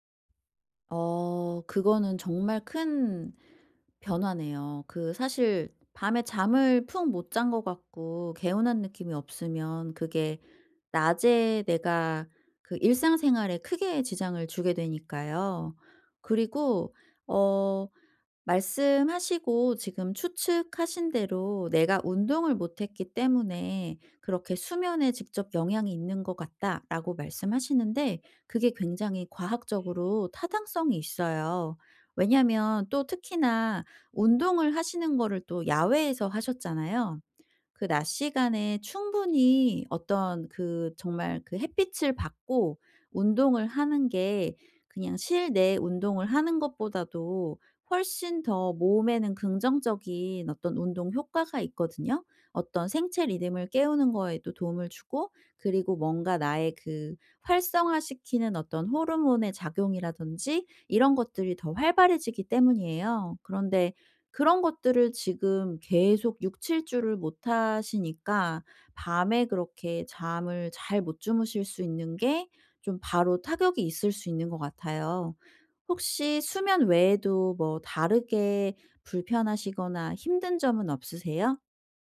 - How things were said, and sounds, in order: horn
- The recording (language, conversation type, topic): Korean, advice, 피로 신호를 어떻게 알아차리고 예방할 수 있나요?